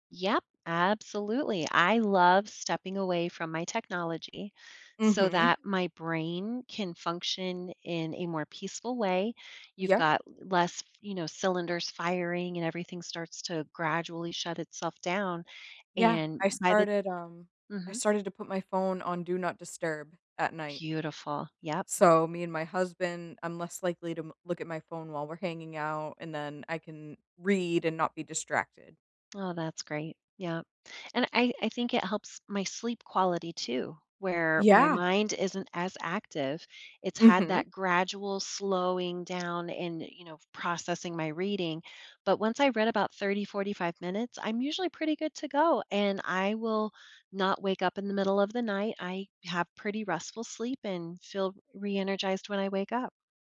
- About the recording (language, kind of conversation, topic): English, unstructured, What morning routine helps you start your day best?
- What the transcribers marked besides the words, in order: none